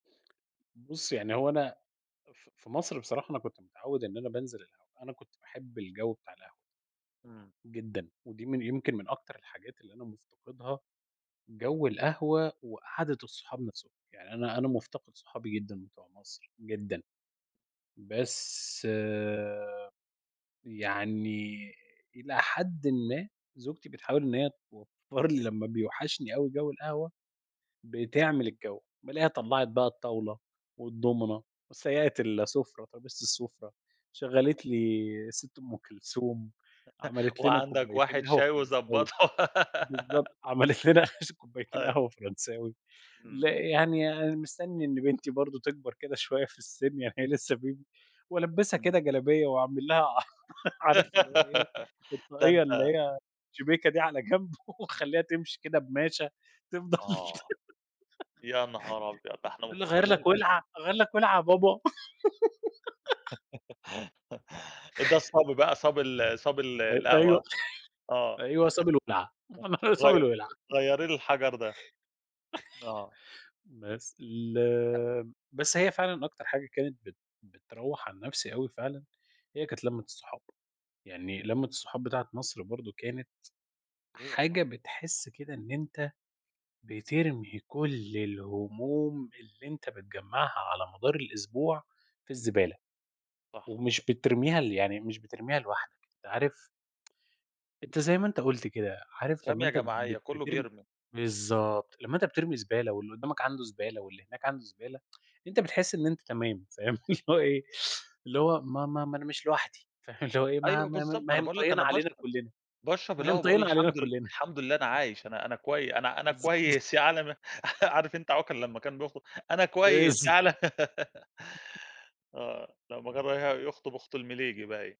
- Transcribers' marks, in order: tapping; laughing while speaking: "توفّر لي"; laugh; laughing while speaking: "وضبّطه"; laughing while speaking: "عملت لنا كوبايتين قهوة فرنساوي"; giggle; laughing while speaking: "يعني هي لسه baby"; in English: "baby"; laugh; laughing while speaking: "على جنب"; giggle; laugh; giggle; chuckle; unintelligible speech; laugh; unintelligible speech; laugh; other noise; unintelligible speech; tsk; tsk; laugh; laugh; laugh
- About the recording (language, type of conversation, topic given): Arabic, unstructured, إيه العادة اليومية اللي بتخليك مبسوط؟